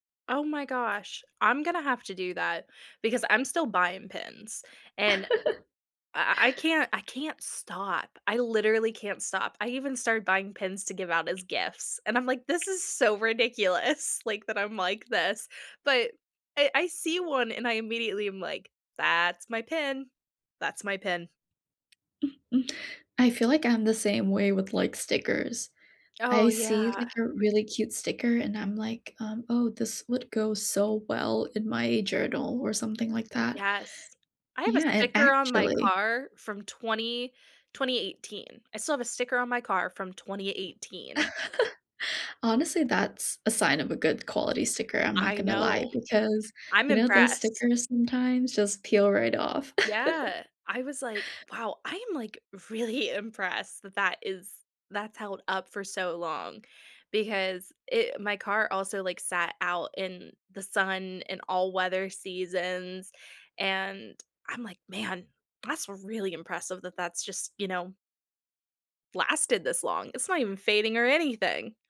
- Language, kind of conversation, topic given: English, unstructured, Which travel souvenirs have become part of your daily routine, and where did you discover them?
- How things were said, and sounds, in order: tapping; laugh; other background noise; chuckle; laugh; laughing while speaking: "really"